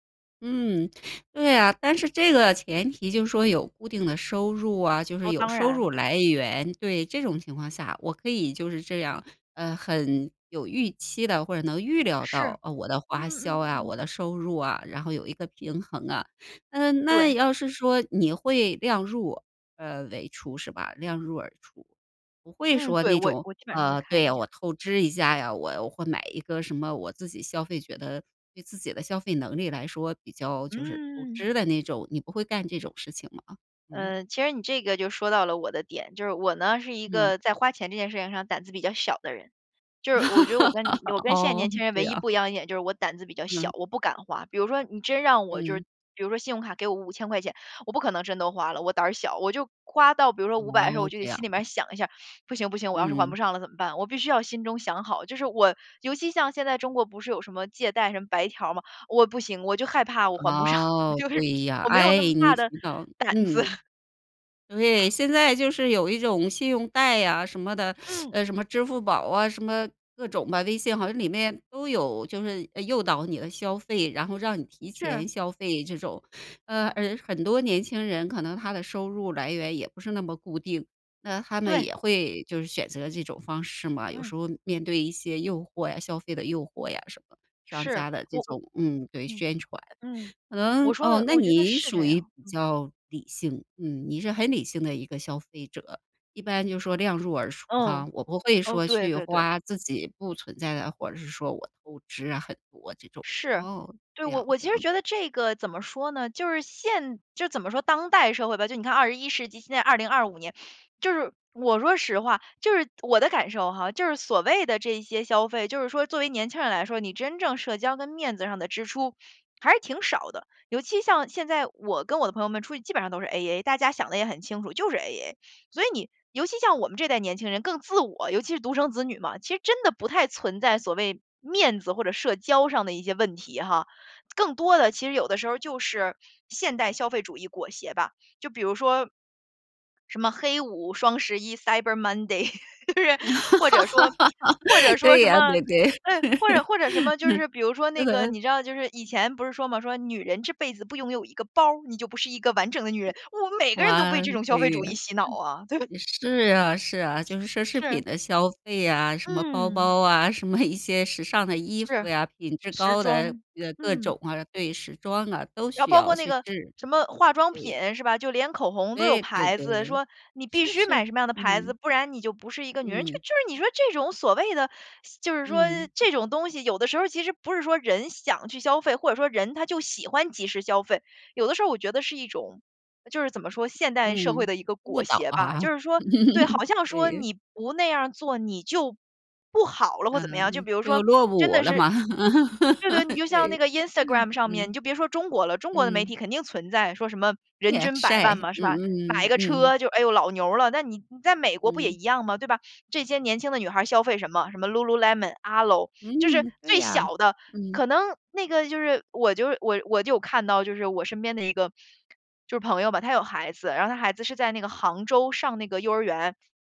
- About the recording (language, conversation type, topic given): Chinese, podcast, 你会如何权衡存钱和即时消费？
- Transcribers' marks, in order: other background noise; laugh; laughing while speaking: "哦，这样"; laughing while speaking: "还不上，我就是 我没有那么大的胆子"; laugh; inhale; teeth sucking; "尤其" said as "油漆"; laugh; joyful: "或者说 或者说什么 对"; laugh; laughing while speaking: "对啊，对，对，嗯，是的"; put-on voice: "女人这辈子不拥有一个包，你就不是一个完整的女人"; other noise; stressed: "嗯"; laughing while speaking: "什么"; stressed: "必须"; alarm; laugh; laugh; laughing while speaking: "对"